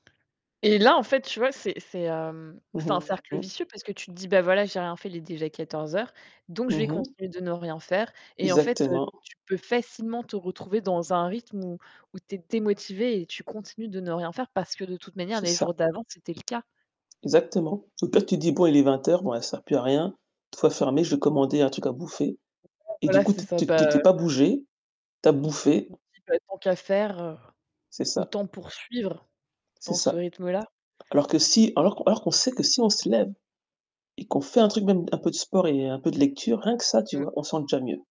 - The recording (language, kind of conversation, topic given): French, unstructured, As-tu déjà essayé d’économiser pour un projet important ?
- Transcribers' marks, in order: tapping; distorted speech; stressed: "démotivée"; static; other noise; unintelligible speech